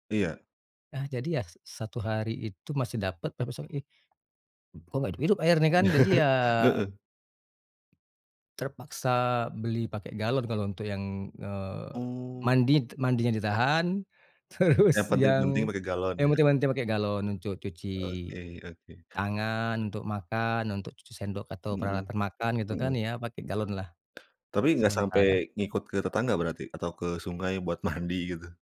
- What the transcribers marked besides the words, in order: chuckle; laughing while speaking: "Terus"; "mandi-" said as "manti"; "mandi" said as "manti"; laughing while speaking: "mandi"
- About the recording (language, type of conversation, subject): Indonesian, podcast, Bagaimana cara sederhana menghemat air di rumah menurutmu?